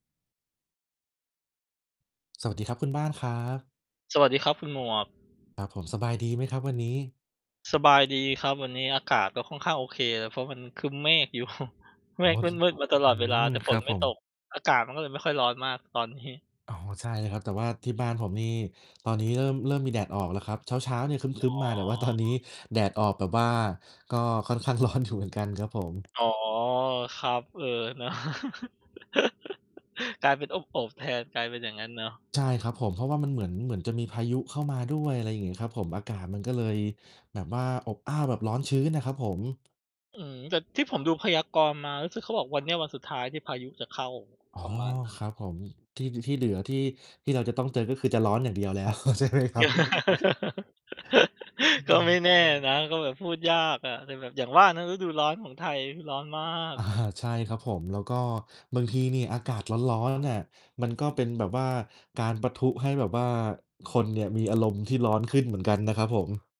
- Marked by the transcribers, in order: distorted speech; other background noise; static; laughing while speaking: "อยู่"; laughing while speaking: "ร้อน"; laughing while speaking: "นะ"; chuckle; chuckle; laughing while speaking: "ใช่ไหมครับ ?"; laugh; hiccup; laughing while speaking: "อา"
- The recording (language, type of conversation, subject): Thai, unstructured, คุณจัดการกับความขัดแย้งในที่ทำงานอย่างไร?